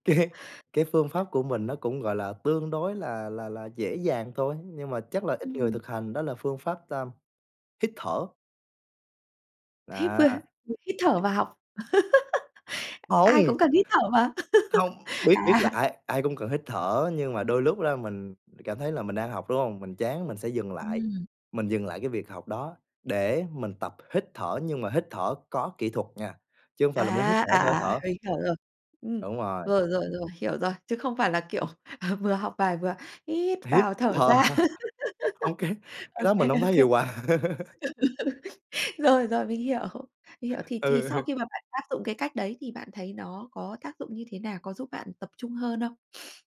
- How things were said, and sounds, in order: laughing while speaking: "Cái"; laugh; laugh; laughing while speaking: "à"; chuckle; laughing while speaking: "À. Ô kê"; laugh; laughing while speaking: "Ô kê, ô kê"; chuckle; chuckle; laughing while speaking: "Ừ hừ"; sniff
- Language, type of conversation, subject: Vietnamese, podcast, Làm sao bạn giữ động lực học tập khi cảm thấy chán nản?